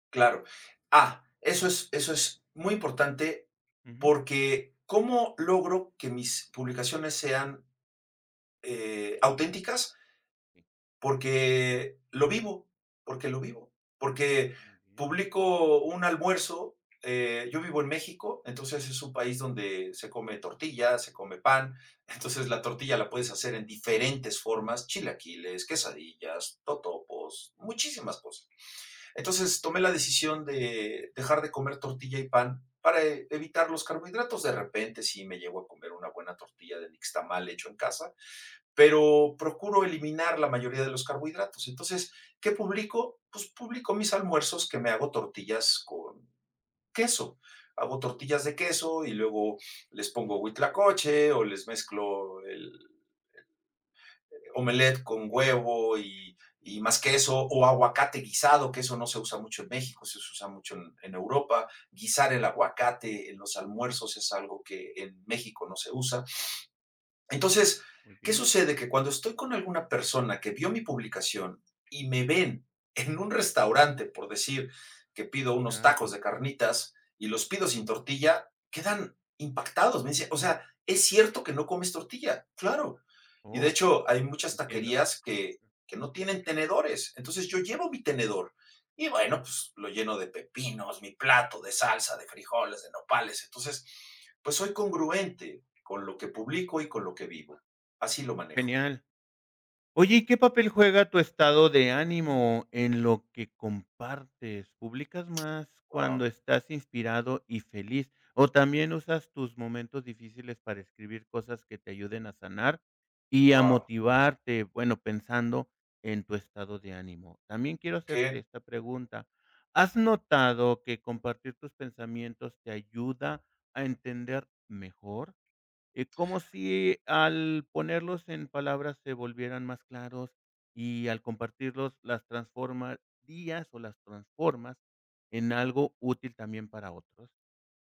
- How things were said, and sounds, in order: tapping
- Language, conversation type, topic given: Spanish, podcast, ¿Qué te motiva a compartir tus creaciones públicamente?